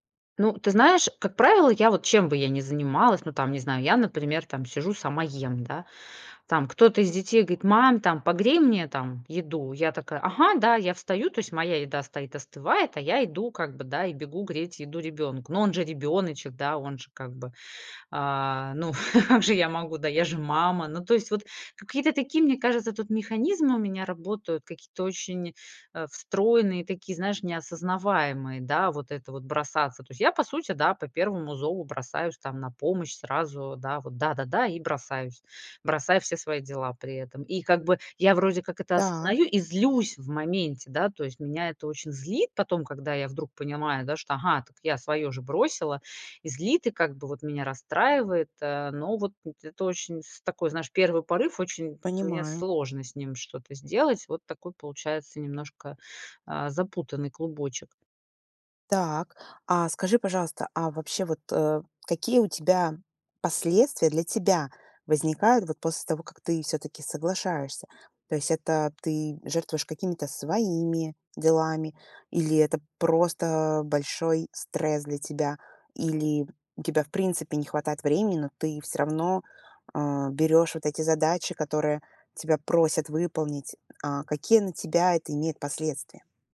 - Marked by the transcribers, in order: laugh; tapping
- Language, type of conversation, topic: Russian, advice, Как научиться говорить «нет», чтобы не перегружаться чужими просьбами?
- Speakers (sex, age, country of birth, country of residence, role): female, 25-29, Russia, United States, advisor; female, 45-49, Russia, Mexico, user